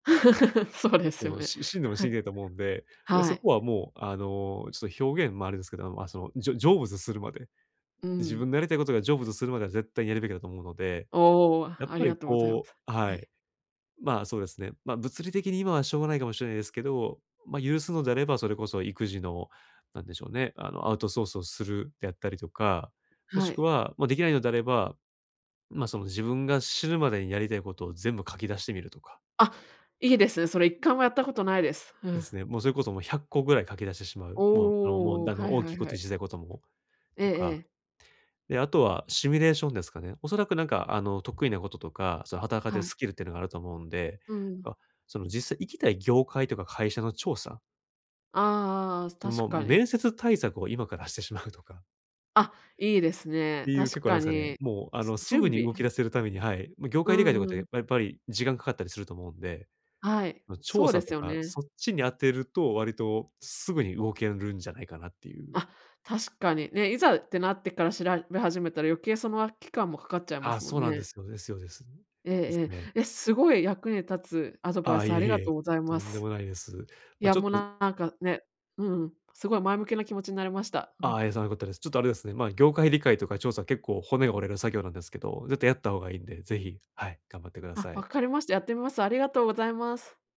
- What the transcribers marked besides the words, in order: laugh; laughing while speaking: "そうですよね。はい"; other background noise
- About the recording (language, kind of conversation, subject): Japanese, advice, 地位が変わったとき、どうすれば自分の価値を保てますか？